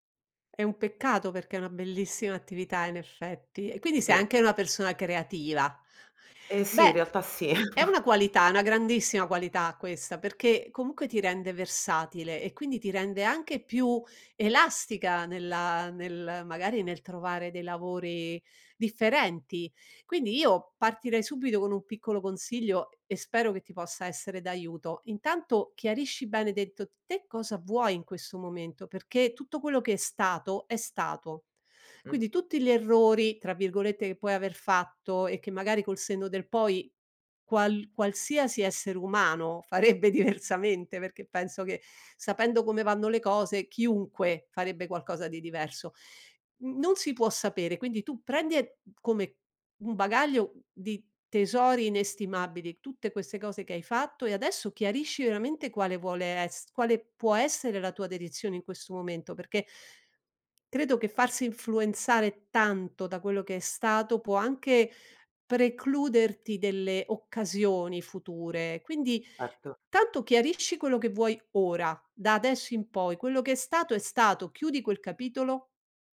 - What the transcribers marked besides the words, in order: chuckle; "dentro" said as "dento"; laughing while speaking: "farebbe diversamente"
- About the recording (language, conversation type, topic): Italian, advice, Come posso gestire la paura del rifiuto e del fallimento?